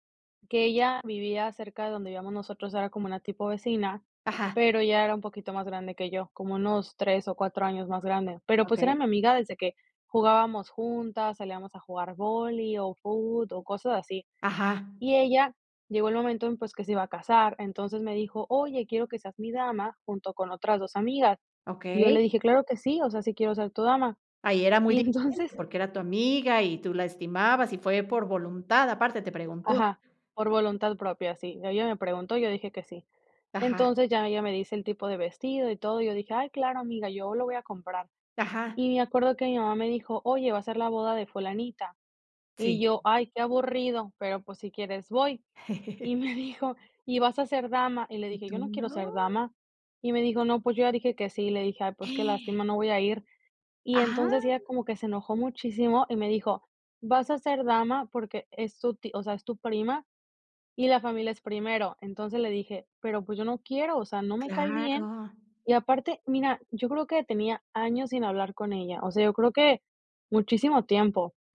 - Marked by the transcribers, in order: other background noise; laughing while speaking: "entonces"; chuckle; laughing while speaking: "me dijo"; gasp
- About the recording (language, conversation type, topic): Spanish, podcast, ¿Cómo reaccionas cuando alguien cruza tus límites?